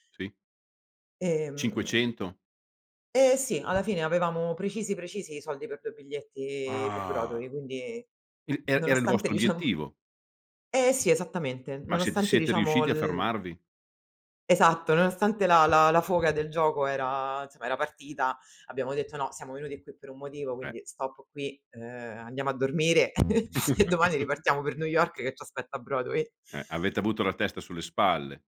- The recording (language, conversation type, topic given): Italian, podcast, Qual è un concerto o uno spettacolo dal vivo che non dimenticherai mai?
- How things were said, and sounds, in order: laughing while speaking: "diciamo"; other background noise; chuckle